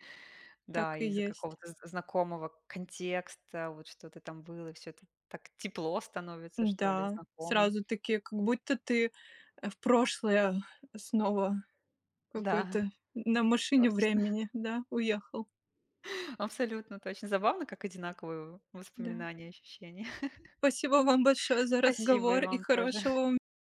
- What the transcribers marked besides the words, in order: laugh; chuckle
- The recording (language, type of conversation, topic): Russian, unstructured, Какую роль играет музыка в твоей жизни?